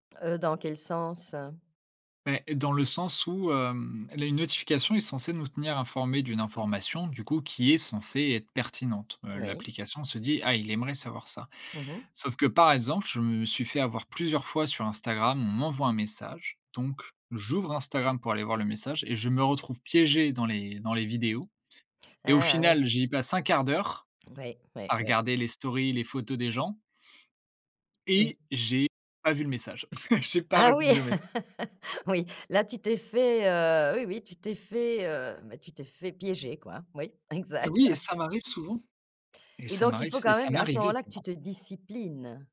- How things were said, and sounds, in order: tapping; chuckle; laughing while speaking: "exact"; chuckle; stressed: "disciplines"
- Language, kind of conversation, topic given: French, podcast, Comment fais-tu pour gérer les notifications qui t’envahissent ?